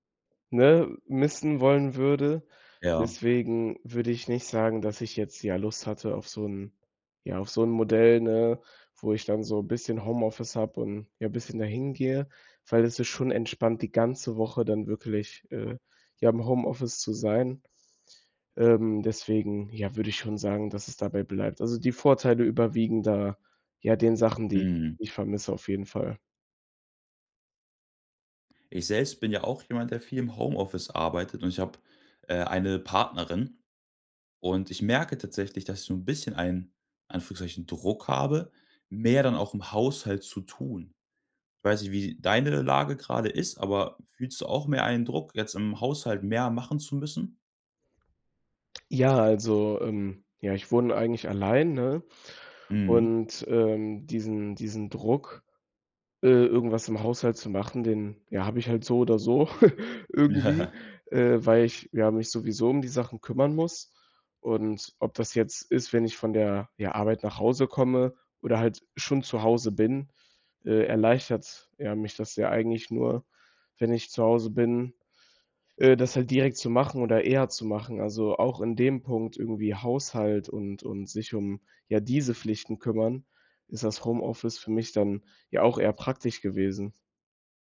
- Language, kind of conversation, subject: German, podcast, Wie hat das Arbeiten im Homeoffice deinen Tagesablauf verändert?
- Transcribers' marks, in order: laugh